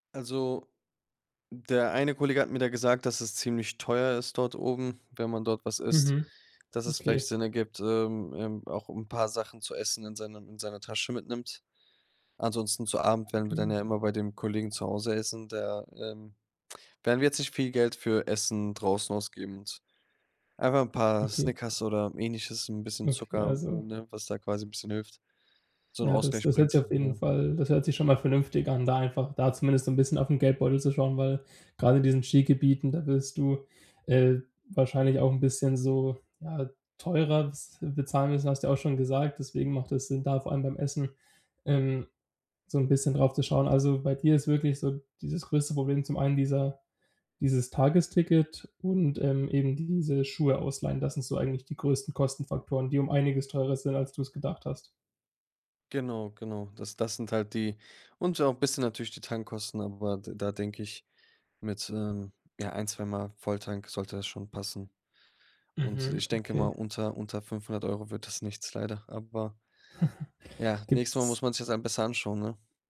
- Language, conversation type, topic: German, advice, Wie plane ich eine günstige Urlaubsreise, ohne mein Budget zu sprengen?
- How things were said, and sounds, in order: chuckle